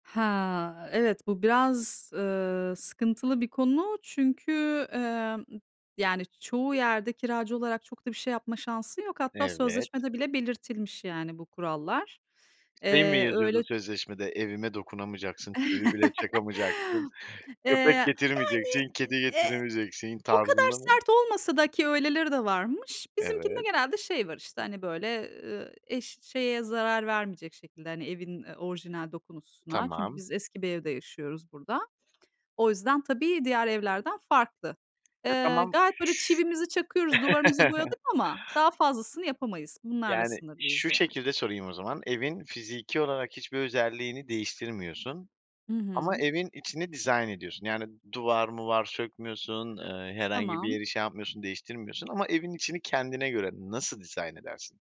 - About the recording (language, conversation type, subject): Turkish, podcast, Kiracı olduğun bir evde kendi tarzını nasıl yansıtırsın?
- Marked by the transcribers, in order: other background noise; chuckle; "dokusuna" said as "dokunusuna"; chuckle